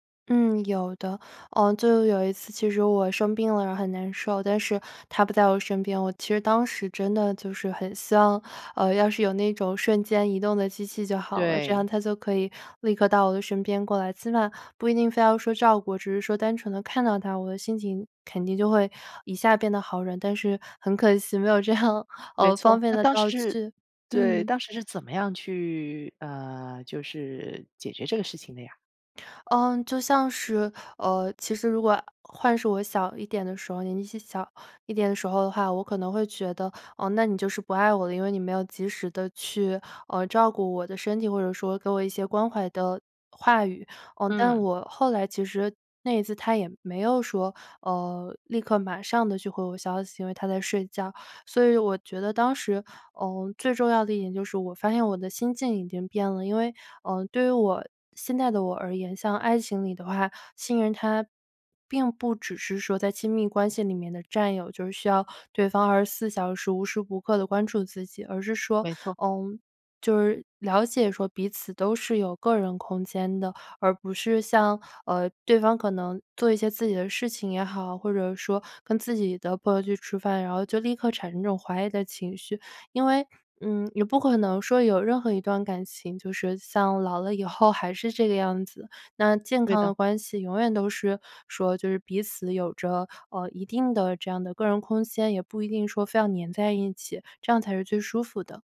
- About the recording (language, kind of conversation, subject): Chinese, podcast, 在爱情里，信任怎么建立起来？
- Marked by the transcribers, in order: "了" said as "人"; laughing while speaking: "这样"